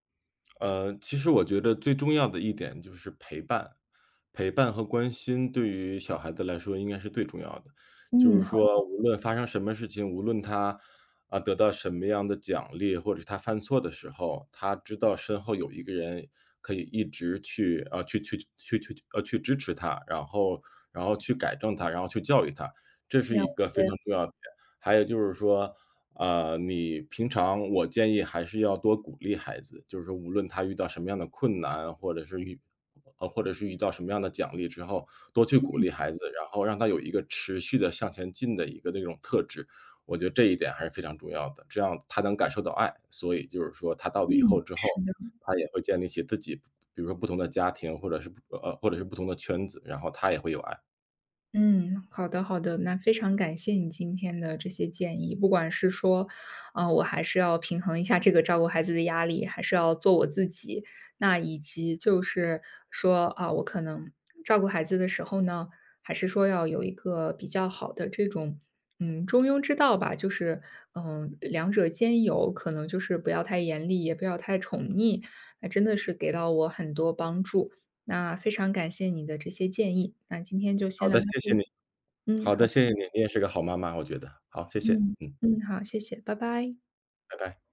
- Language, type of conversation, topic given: Chinese, advice, 在养育孩子的过程中，我总担心自己会犯错，最终成为不合格的父母，该怎么办？
- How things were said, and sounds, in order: other background noise; laughing while speaking: "下"; tapping